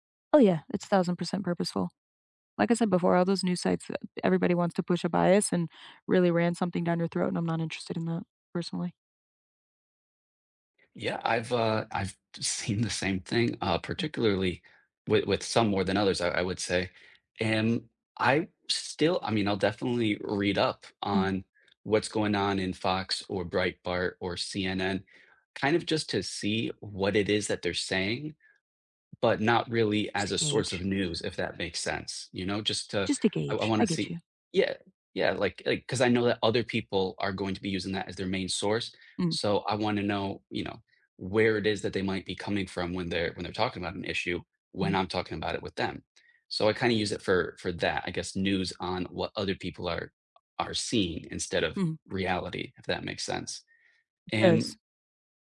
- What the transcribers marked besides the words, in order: none
- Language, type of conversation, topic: English, unstructured, What are your go-to ways to keep up with new laws and policy changes?
- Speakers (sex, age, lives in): female, 30-34, United States; male, 30-34, United States